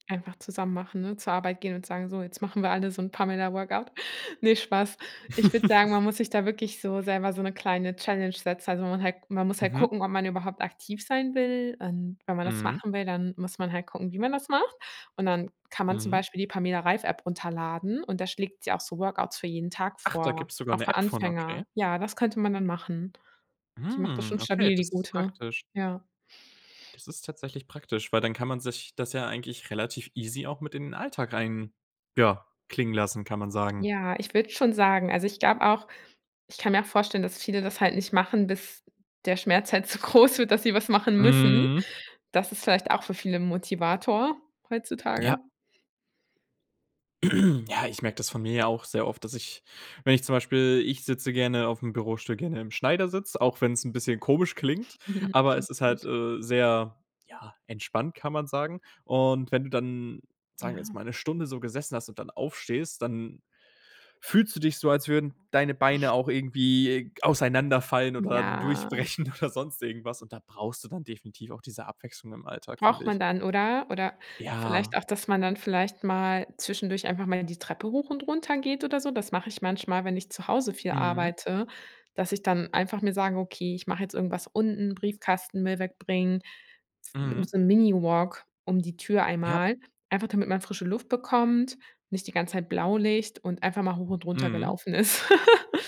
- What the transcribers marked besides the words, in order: chuckle; surprised: "Hm"; tapping; throat clearing; giggle; other background noise; laughing while speaking: "oder sonst"; drawn out: "Ja"; laugh
- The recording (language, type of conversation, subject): German, podcast, Wie integrierst du Bewegung in einen sitzenden Alltag?
- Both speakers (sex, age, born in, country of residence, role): female, 30-34, Germany, Germany, guest; male, 20-24, Germany, Germany, host